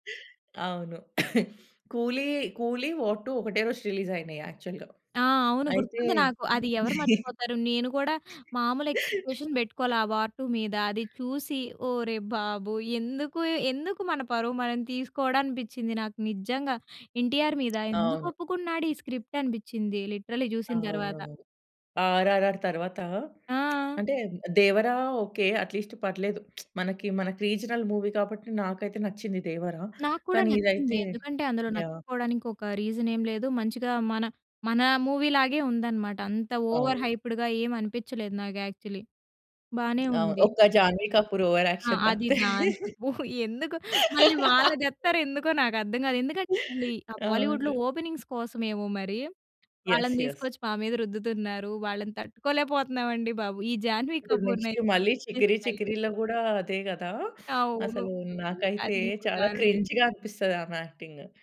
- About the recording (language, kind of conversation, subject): Telugu, podcast, స్థానిక సినిమా మరియు బోలీవుడ్ సినిమాల వల్ల సమాజంపై పడుతున్న ప్రభావం ఎలా మారుతోందని మీకు అనిపిస్తుంది?
- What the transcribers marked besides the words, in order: cough; in English: "వార్ టూ"; in English: "రిలీజ్"; in English: "యాక్చువల్‌గా"; in English: "ఎక్స్‌పెక్టేషన్స్"; chuckle; in English: "వార్ టూ"; tapping; in English: "స్క్రిప్ట్"; in English: "లిటరల్లీ"; in English: "అట్లీస్ట్"; lip smack; in English: "రీజనల్ మూవీ"; in English: "రీజన్"; in English: "మూవీ"; in English: "ఓవర్ హైప్డ్‌గా"; in English: "యాక్చువల్లీ"; in English: "ఓవర్ యాక్షన్"; giggle; laugh; giggle; in English: "బాలీవుడ్‌లో ఓపెనింగ్స్"; in English: "యెస్ యెస్"; in English: "నెక్స్ట్"; other noise; in English: "క్రింజ్‌గా"; unintelligible speech; in English: "యాక్టింగ్"